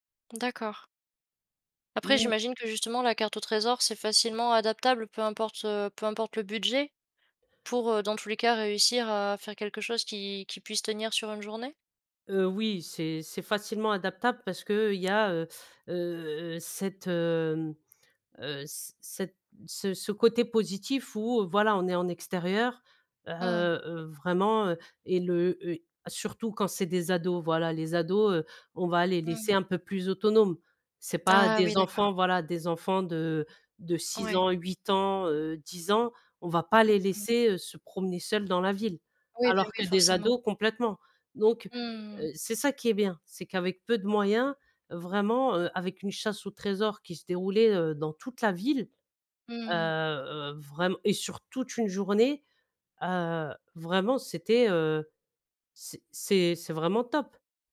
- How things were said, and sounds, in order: other background noise; stressed: "ville"
- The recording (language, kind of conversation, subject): French, podcast, Comment fais-tu pour inventer des jeux avec peu de moyens ?